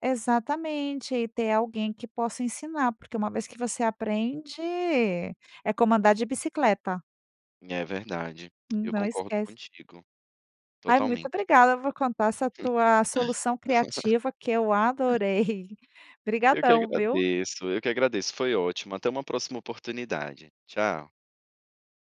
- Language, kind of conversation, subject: Portuguese, podcast, Como você criou uma solução criativa usando tecnologia?
- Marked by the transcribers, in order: laugh; chuckle